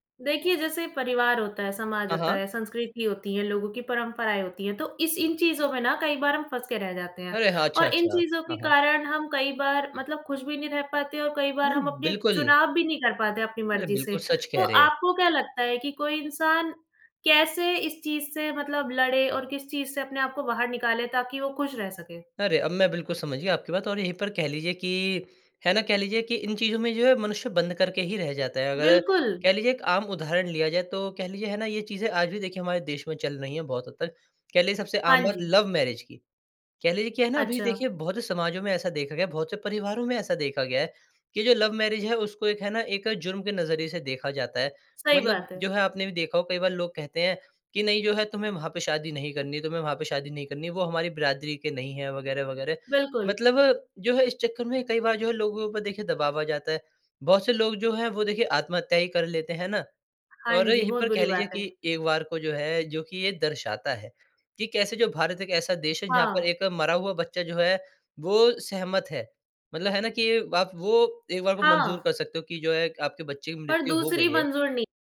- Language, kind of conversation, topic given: Hindi, podcast, खुशी और सफलता में तुम किसे प्राथमिकता देते हो?
- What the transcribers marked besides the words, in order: in English: "लव मैरेज"; in English: "लव मैरेज"